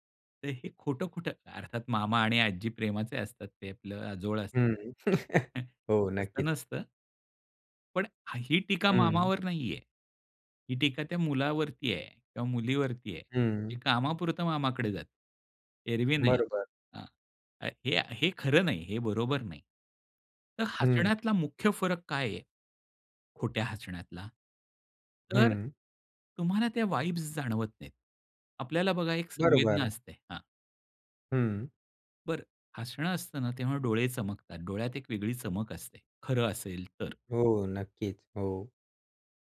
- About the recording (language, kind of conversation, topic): Marathi, podcast, खऱ्या आणि बनावट हसण्यातला फरक कसा ओळखता?
- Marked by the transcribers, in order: chuckle; in English: "वाइब्स"